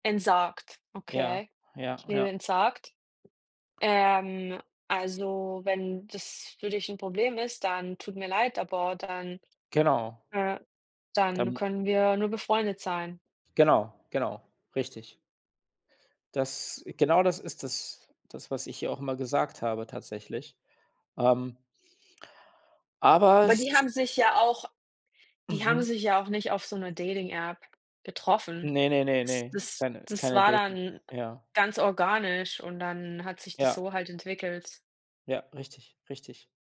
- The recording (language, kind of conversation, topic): German, unstructured, Wie hat sich euer Verständnis von Vertrauen im Laufe eurer Beziehung entwickelt?
- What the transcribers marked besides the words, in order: other background noise; put-on voice: "Dating-App"; unintelligible speech